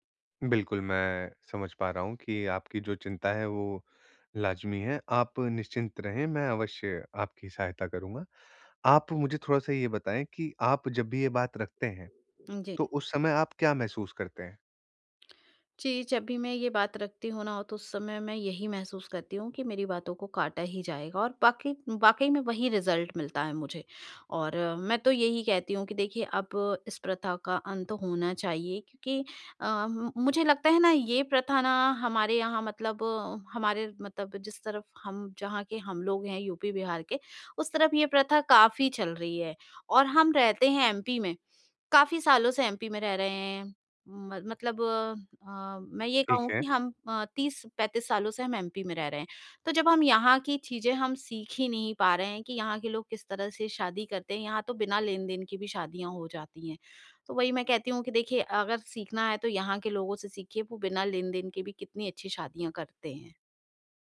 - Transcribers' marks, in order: in English: "रिजल्ट"
- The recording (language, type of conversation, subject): Hindi, advice, समूह में जब सबकी सोच अलग हो, तो मैं अपनी राय पर कैसे कायम रहूँ?